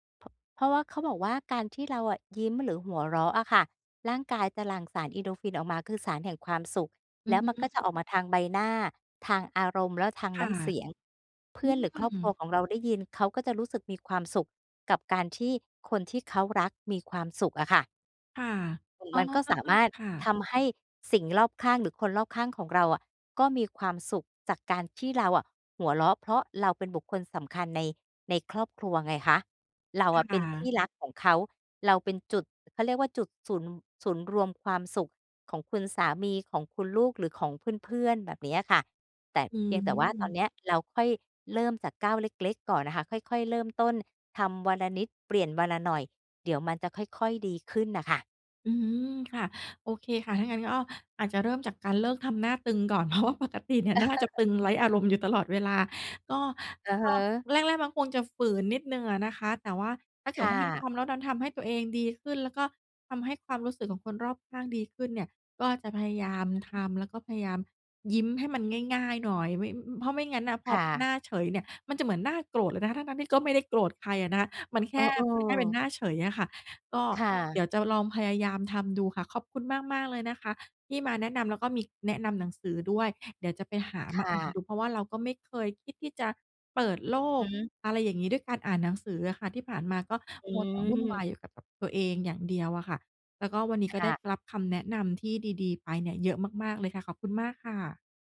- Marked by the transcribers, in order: tapping; other background noise; laughing while speaking: "เพราะว่าปกติเนี่ยหน้า"; chuckle
- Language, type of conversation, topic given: Thai, advice, ทำไมฉันถึงรู้สึกชาทางอารมณ์ ไม่มีความสุข และไม่ค่อยรู้สึกผูกพันกับคนอื่น?
- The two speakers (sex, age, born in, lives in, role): female, 40-44, Thailand, Thailand, user; female, 50-54, Thailand, Thailand, advisor